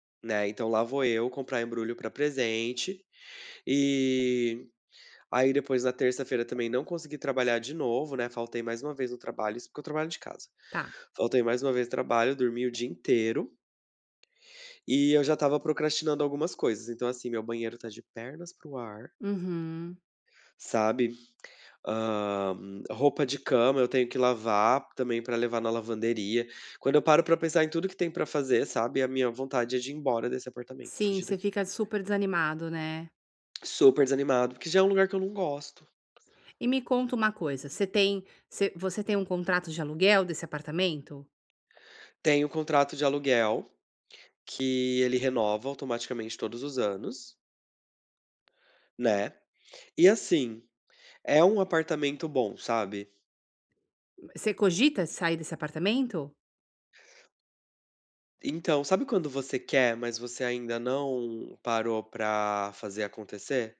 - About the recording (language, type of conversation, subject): Portuguese, advice, Como posso realmente desligar e relaxar em casa?
- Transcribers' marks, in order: none